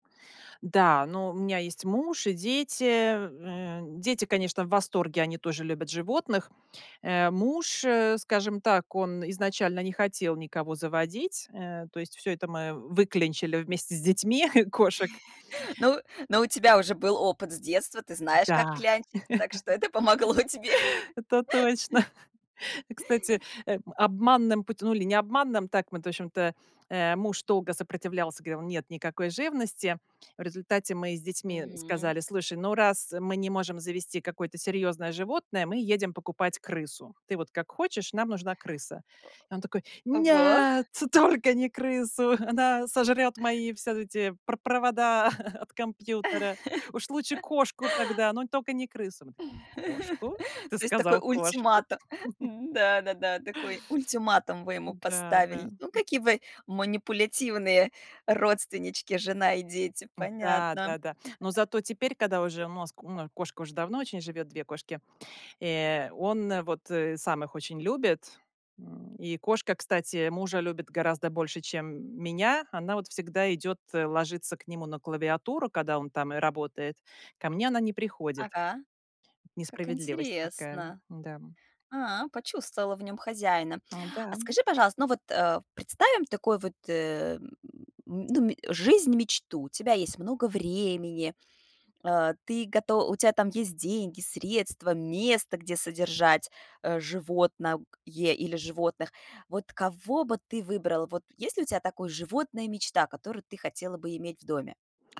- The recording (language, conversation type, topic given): Russian, podcast, Что из детства вы до сих пор любите делать?
- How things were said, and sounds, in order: tapping; chuckle; laughing while speaking: "кошек"; laugh; chuckle; laughing while speaking: "помогло тебе"; chuckle; grunt; chuckle; put-on voice: "Нет, только не крысу, она … провода от компьютера"; drawn out: "Нет"; laughing while speaking: "только не крысу"; chuckle; chuckle; laugh; chuckle; surprised: "Кошку? Ты сказал кошку?"; chuckle; grunt; other noise; lip smack